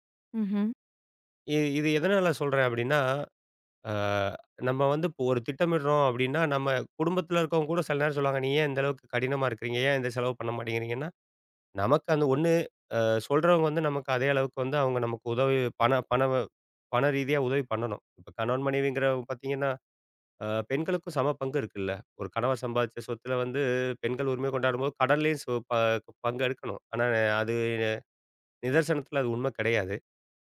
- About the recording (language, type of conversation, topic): Tamil, podcast, பணத்தை இன்றே செலவிடலாமா, சேமிக்கலாமா என்று நீங்கள் எப்படி முடிவு செய்கிறீர்கள்?
- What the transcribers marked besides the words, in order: drawn out: "வந்து"; drawn out: "அது"